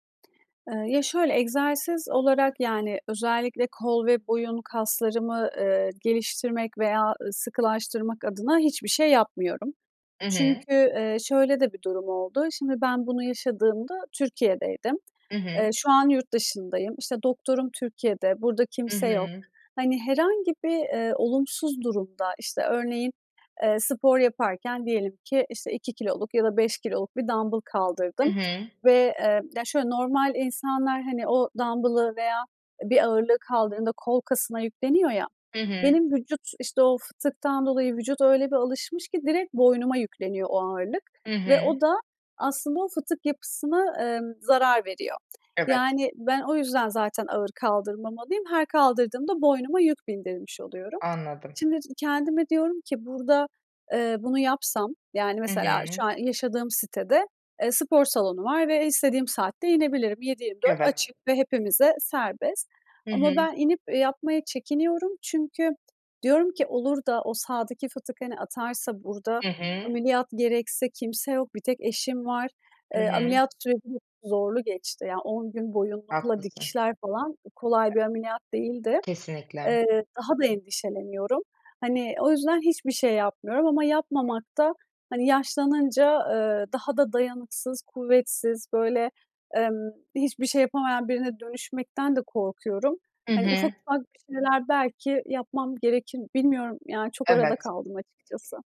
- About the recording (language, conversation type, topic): Turkish, advice, Yaşlanma nedeniyle güç ve dayanıklılık kaybetmekten korkuyor musunuz?
- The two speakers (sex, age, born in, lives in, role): female, 25-29, Turkey, Germany, advisor; female, 30-34, Turkey, Estonia, user
- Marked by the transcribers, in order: other background noise